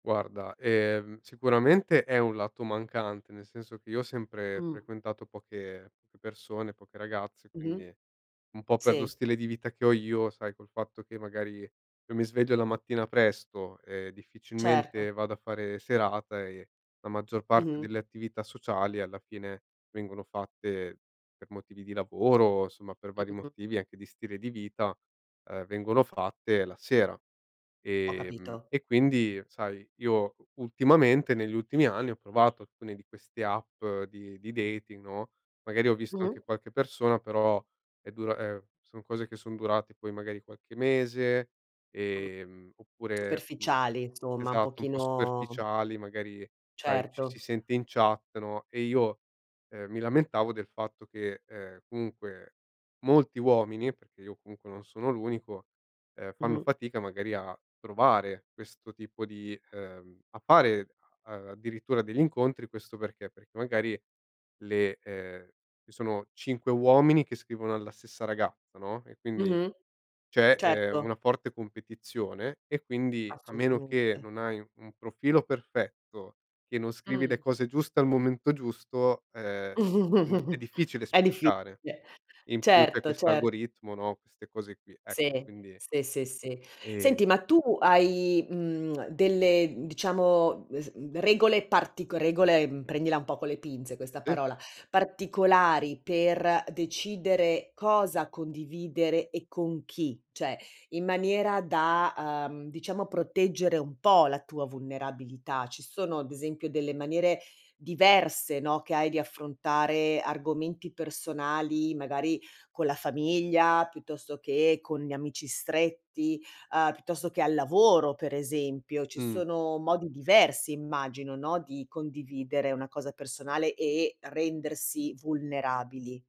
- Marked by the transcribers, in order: unintelligible speech; in English: "dating"; other background noise; tapping; "Certo" said as "cetto"; chuckle; "cioè" said as "ceh"
- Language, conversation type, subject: Italian, podcast, Che ruolo ha la vulnerabilità quando condividi qualcosa di personale?